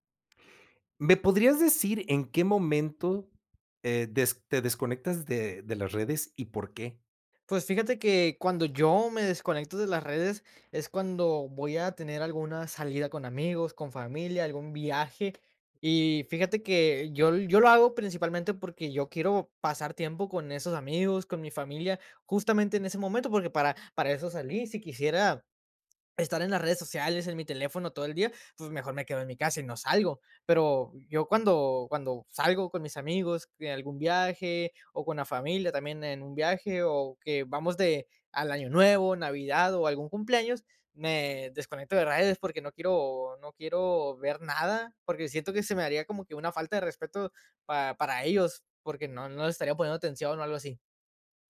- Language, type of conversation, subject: Spanish, podcast, ¿En qué momentos te desconectas de las redes sociales y por qué?
- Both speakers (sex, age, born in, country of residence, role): male, 20-24, Mexico, Mexico, guest; male, 40-44, Mexico, Mexico, host
- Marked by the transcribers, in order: swallow